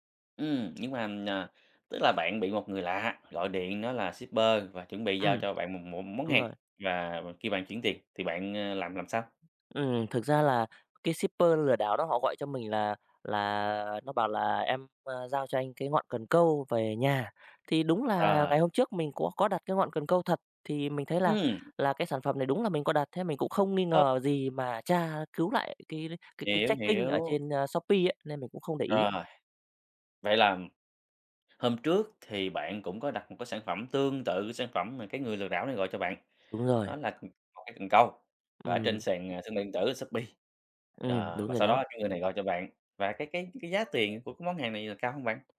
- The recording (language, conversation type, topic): Vietnamese, podcast, Bạn đã từng bị lừa đảo trên mạng chưa, bạn có thể kể lại câu chuyện của mình không?
- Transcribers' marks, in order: in English: "shipper"; tapping; in English: "shipper"; other background noise; in English: "tracking"